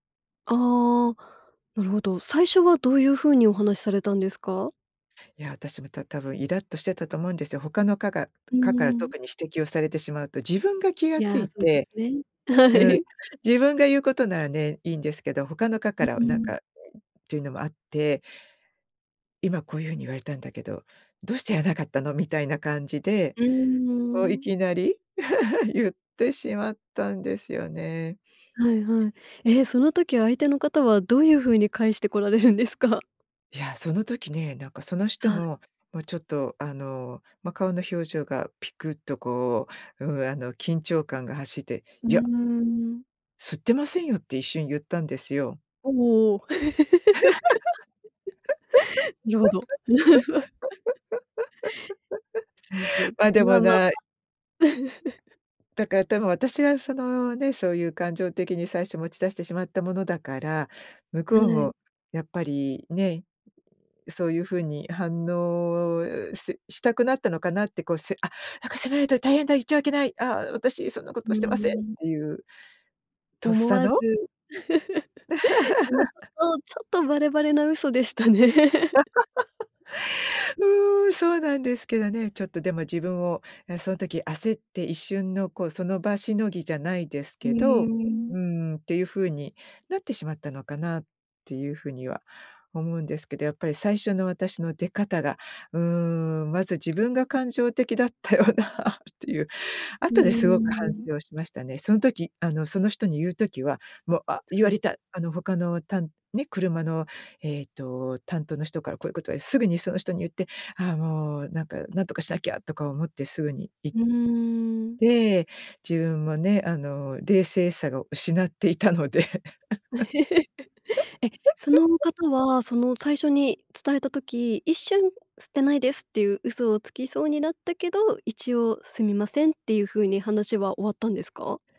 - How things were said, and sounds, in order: laughing while speaking: "はい"; giggle; other background noise; laughing while speaking: "こられるんですか？"; laugh; laugh; giggle; put-on voice: "せ あ、なんか責められた … としてません"; giggle; laugh; laugh; laughing while speaking: "嘘でしたね"; laughing while speaking: "よなっていう"; giggle
- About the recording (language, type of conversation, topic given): Japanese, podcast, 相手を責めずに伝えるには、どう言えばいいですか？